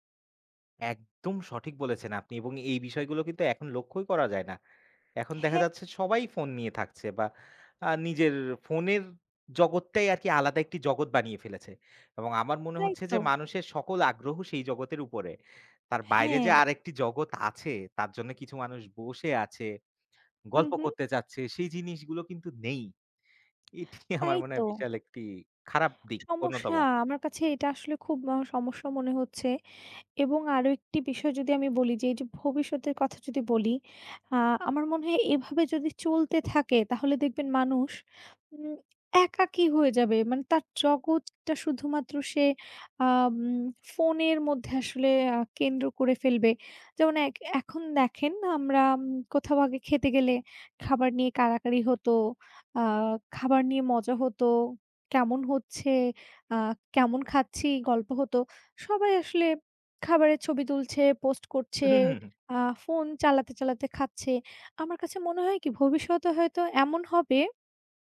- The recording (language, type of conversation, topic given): Bengali, unstructured, তোমার জীবনে প্রযুক্তি কী ধরনের সুবিধা এনে দিয়েছে?
- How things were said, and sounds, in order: laughing while speaking: "এটি আমার মনে হয় বিশাল একটি"; tapping